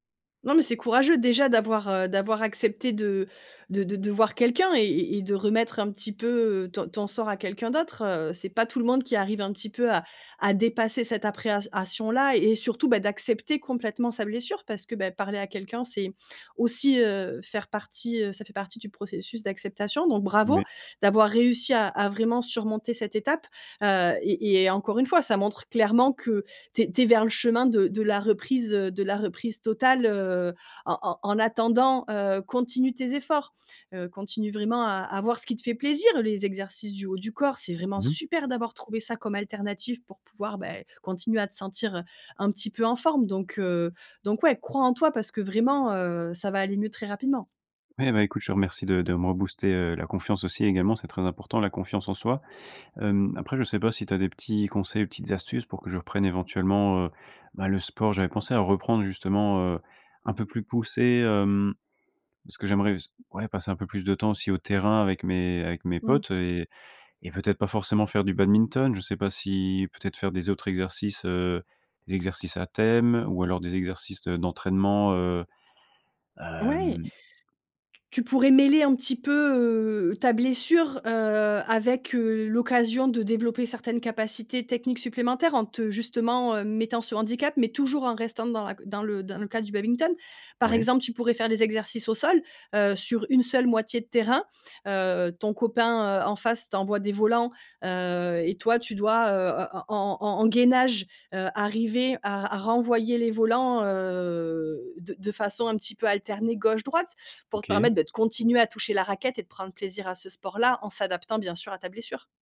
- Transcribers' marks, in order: "appréhension" said as "appréaation"; drawn out: "heu"
- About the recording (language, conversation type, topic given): French, advice, Quelle blessure vous empêche de reprendre l’exercice ?